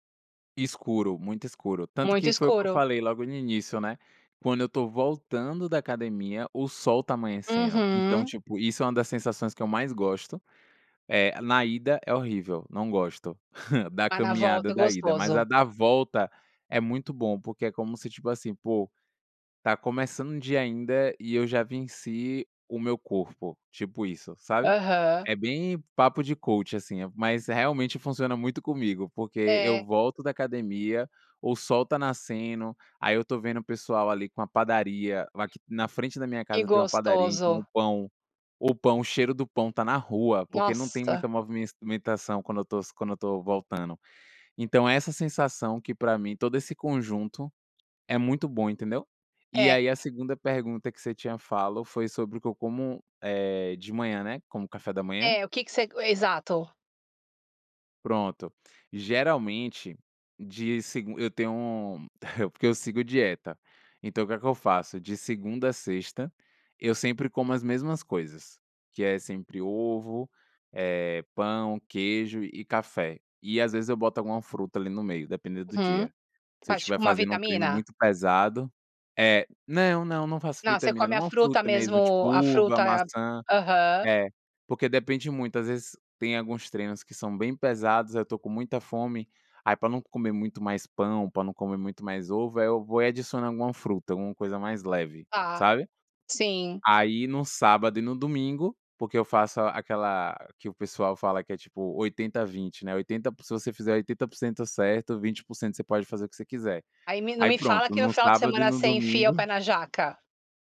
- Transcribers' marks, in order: chuckle; tapping; chuckle
- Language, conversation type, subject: Portuguese, podcast, Como é a rotina matinal aí na sua família?